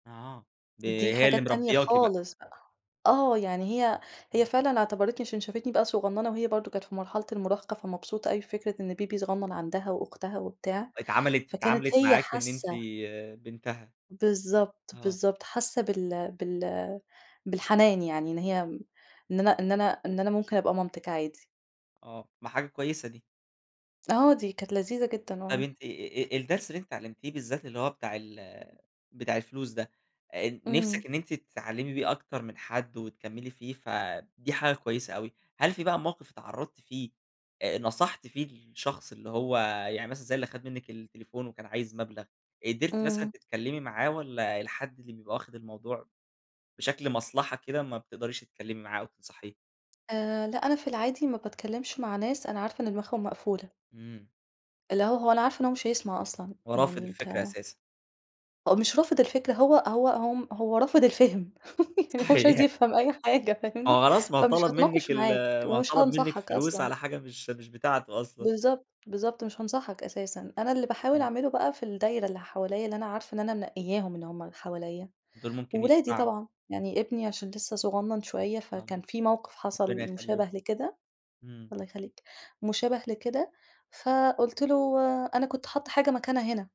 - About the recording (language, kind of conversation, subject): Arabic, podcast, إيه أول درس اتعلمته في بيت أهلك؟
- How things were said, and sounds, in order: in English: "baby"; giggle; laughing while speaking: "يعني هو مش عايز يفهَم أي حاجة، فاهمني؟"; laughing while speaking: "صحيح"